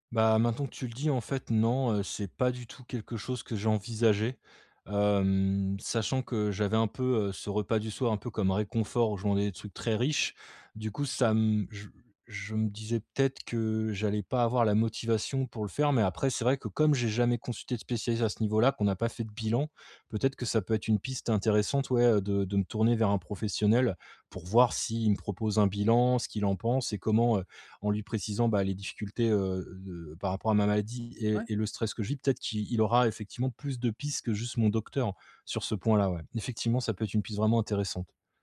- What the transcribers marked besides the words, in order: none
- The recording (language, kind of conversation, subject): French, advice, Comment savoir si j’ai vraiment faim ou si c’est juste une envie passagère de grignoter ?